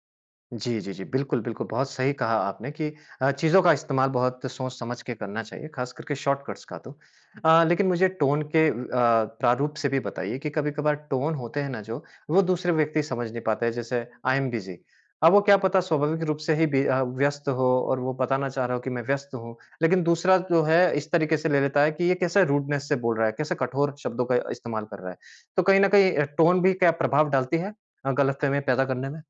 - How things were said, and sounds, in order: in English: "शॉर्टकट्स"; in English: "टोन"; in English: "टोन"; in English: "आई एम बिज़ी"; in English: "रूडनेस"; in English: "टोन"
- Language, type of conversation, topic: Hindi, podcast, टेक्स्ट संदेशों में गलतफहमियाँ कैसे कम की जा सकती हैं?